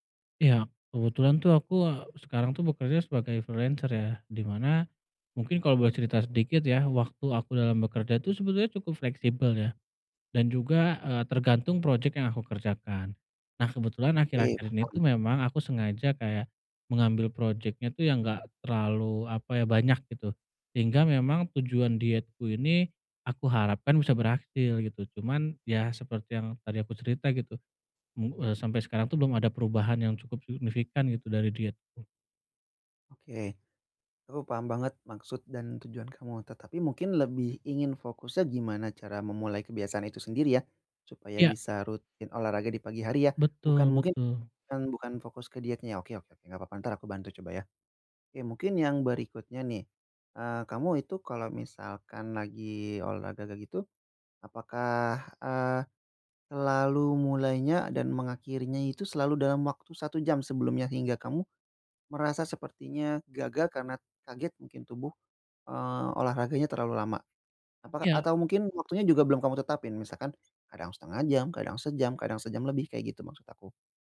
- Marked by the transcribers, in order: in English: "freelancer"; other background noise
- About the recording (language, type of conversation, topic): Indonesian, advice, Bagaimana cara memulai kebiasaan baru dengan langkah kecil?
- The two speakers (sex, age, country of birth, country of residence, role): male, 30-34, Indonesia, Indonesia, advisor; male, 30-34, Indonesia, Indonesia, user